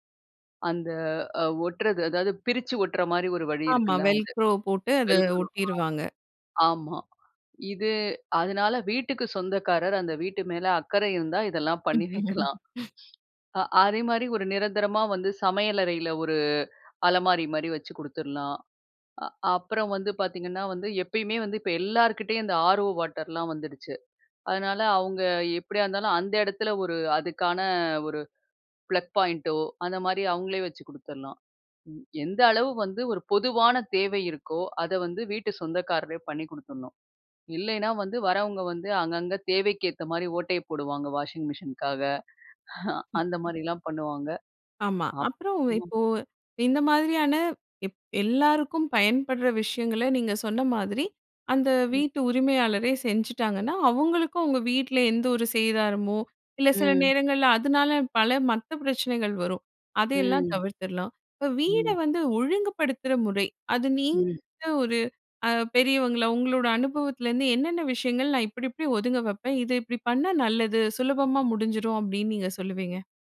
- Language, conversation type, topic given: Tamil, podcast, புதிதாக வீட்டில் குடியேறுபவருக்கு வீட்டை ஒழுங்காக வைத்துக்கொள்ள ஒரே ஒரு சொல்லில் நீங்கள் என்ன அறிவுரை சொல்வீர்கள்?
- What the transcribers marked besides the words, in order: in English: "வெல்க்ரோவ் போட்டு"; in English: "வெல்க்ரோவா?"; laughing while speaking: "பண்ணி வைக்கலாம்"; other background noise; laugh; other noise; in English: "ப்ளக் பாயிண்டோ"; in English: "வாஷிங் மிஷினுக்காக"; laugh